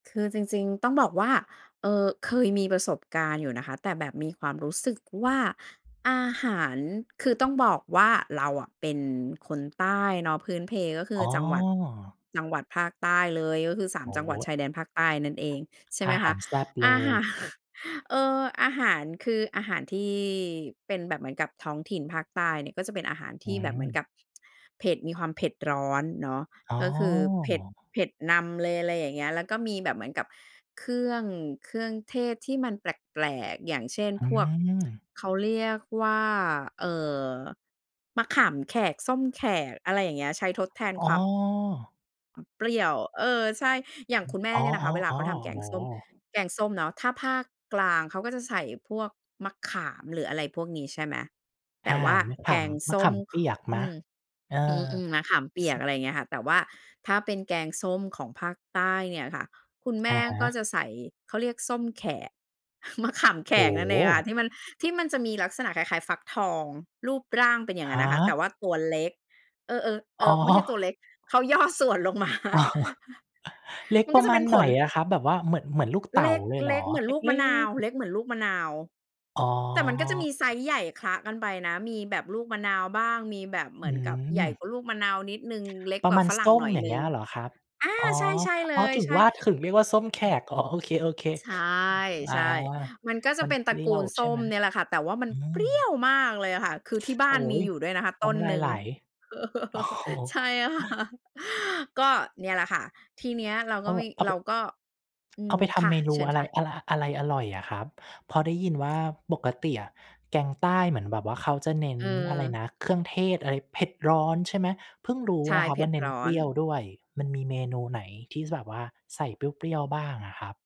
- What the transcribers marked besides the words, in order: tapping; other background noise; laughing while speaking: "หาร"; tsk; other noise; laughing while speaking: "อ๋อ"; chuckle; laughing while speaking: "ส่วนลงมา"; chuckle; throat clearing; stressed: "เปรี้ยว"; laughing while speaking: "โอ้โฮ"; chuckle; laughing while speaking: "ค่ะ"
- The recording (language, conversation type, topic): Thai, podcast, อาหารจานไหนที่ทำให้คุณคิดถึงบ้านมากที่สุด?